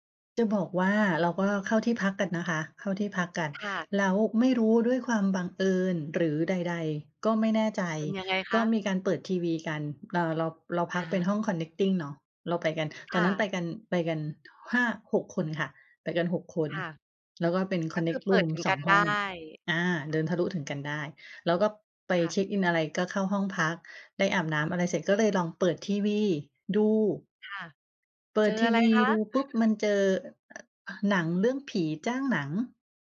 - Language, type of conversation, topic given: Thai, podcast, มีสถานที่ไหนที่มีความหมายทางจิตวิญญาณสำหรับคุณไหม?
- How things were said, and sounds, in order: in English: "connecting"; in English: "connect room"; other background noise; chuckle